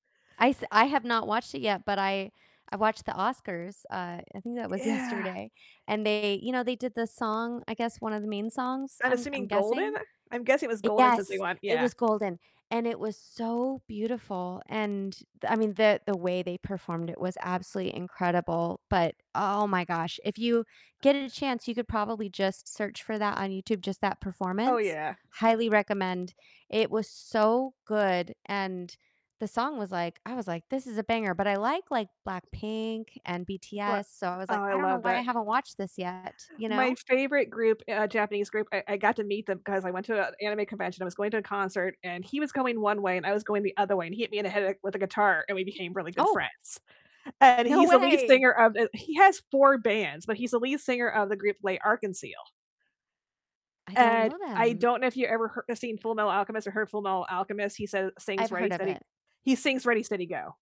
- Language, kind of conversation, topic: English, unstructured, How do you discover new music these days, and which finds have really stuck with you?
- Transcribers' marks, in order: distorted speech; laughing while speaking: "yesterday"; laughing while speaking: "No way"